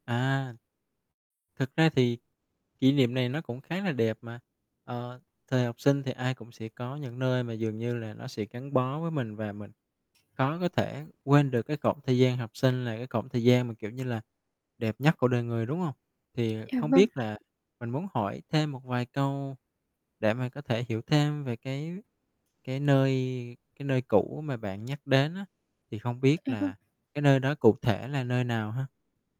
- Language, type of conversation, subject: Vietnamese, advice, Bạn thường bị gợi nhớ bởi những ngày kỷ niệm hoặc những nơi cũ như thế nào?
- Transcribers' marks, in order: tapping